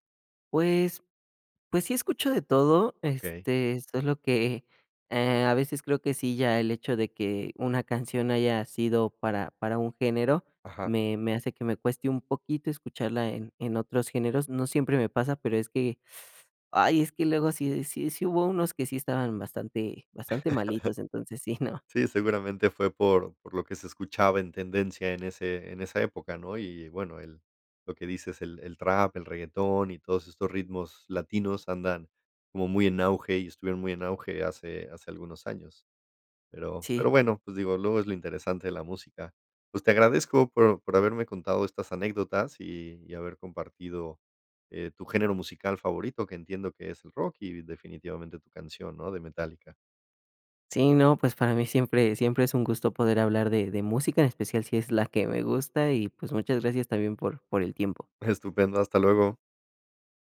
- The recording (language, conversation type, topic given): Spanish, podcast, ¿Cuál es tu canción favorita y por qué te conmueve tanto?
- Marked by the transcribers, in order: chuckle